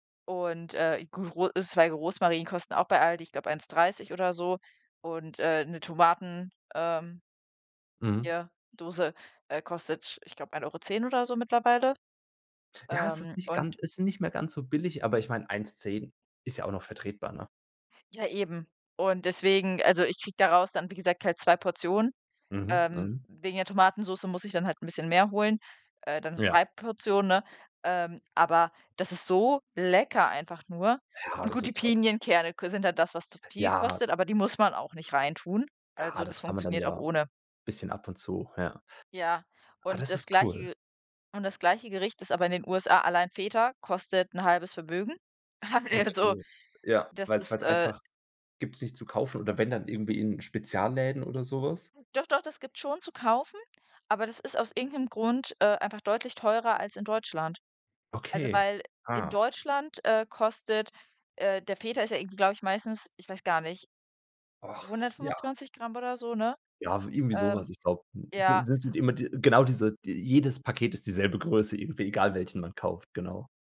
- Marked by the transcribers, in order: other background noise; unintelligible speech
- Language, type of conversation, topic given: German, unstructured, Hast du eine Erinnerung, die mit einem bestimmten Essen verbunden ist?